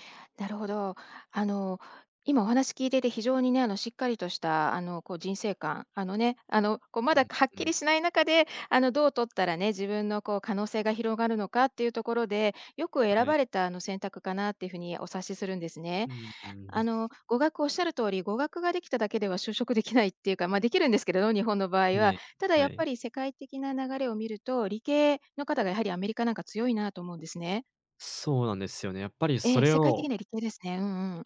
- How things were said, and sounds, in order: none
- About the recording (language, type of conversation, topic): Japanese, advice, キャリアの方向性に迷っていますが、次に何をすればよいですか？